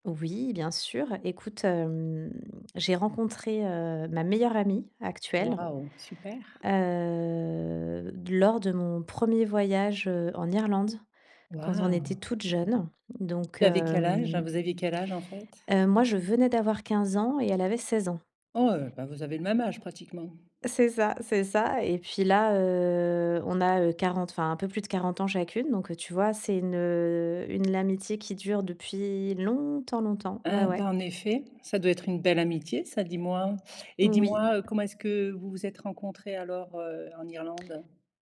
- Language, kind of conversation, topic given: French, podcast, Peux-tu raconter une amitié née pendant un voyage ?
- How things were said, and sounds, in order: drawn out: "heu"; tapping; other background noise; stressed: "longtemps"